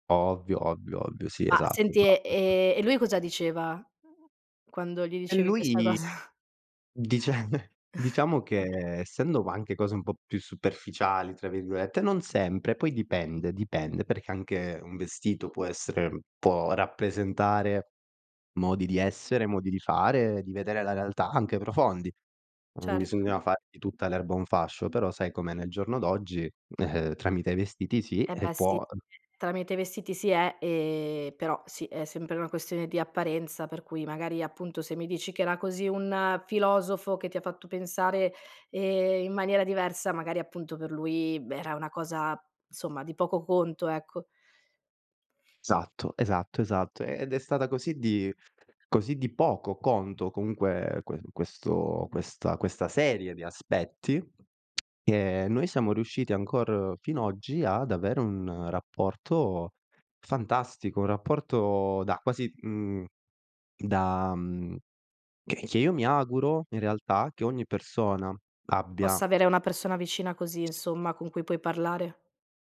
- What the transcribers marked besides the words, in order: unintelligible speech; other noise; drawn out: "lui"; laughing while speaking: "cosa?"; laughing while speaking: "dice"; chuckle; laughing while speaking: "ehm"; "Satto" said as "esatto"; other background noise; tapping
- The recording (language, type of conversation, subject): Italian, podcast, Puoi raccontarmi di una persona che ti ha davvero ispirato?